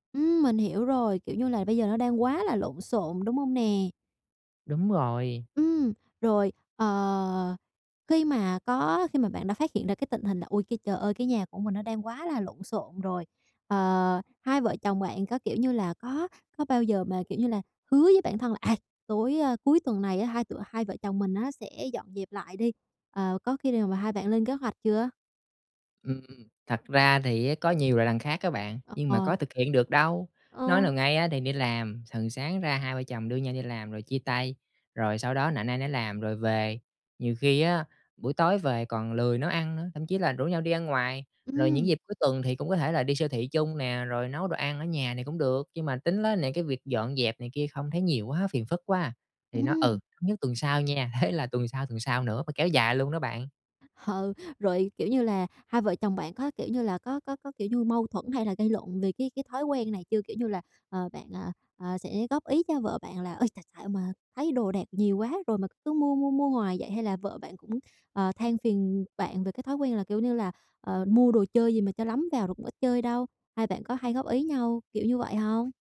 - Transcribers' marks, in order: tapping; laughing while speaking: "thế"; laughing while speaking: "Ừ"
- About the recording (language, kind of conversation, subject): Vietnamese, advice, Bạn nên bắt đầu sắp xếp và loại bỏ những đồ không cần thiết từ đâu?